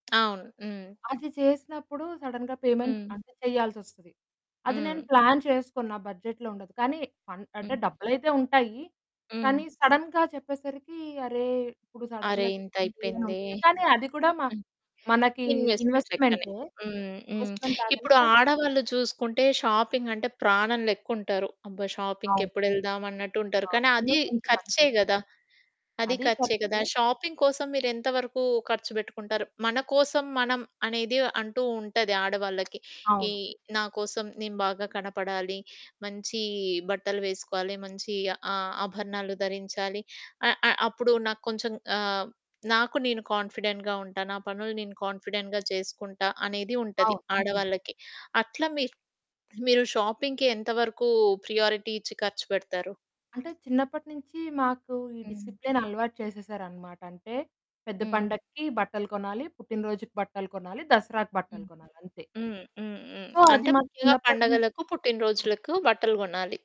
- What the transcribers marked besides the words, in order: other background noise; in English: "సడెన్‌గా పేమెంట్"; in English: "ప్లాన్"; in English: "బడ్జెట్‌లో"; in English: "సడెన్‌గా"; in English: "సడెన్‌గా"; in English: "ఇన్వెస్ట్మెంట్"; in English: "ఇన్వెస్ట్మెంట్"; in English: "షాపింగ్"; in English: "షాపింగ్‌కి"; static; in English: "షాపింగ్"; in English: "కాన్ఫిడెంట్‌గా"; in English: "కాన్ఫిడెంట్‌గా"; in English: "షాపింగ్‌కి"; in English: "ప్రియారిటీ"; in English: "డిసిప్లేన్"; in English: "సో"
- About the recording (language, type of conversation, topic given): Telugu, podcast, మీరు ఇంటి ఖర్చులను ఎలా ప్రణాళిక చేసుకుంటారు?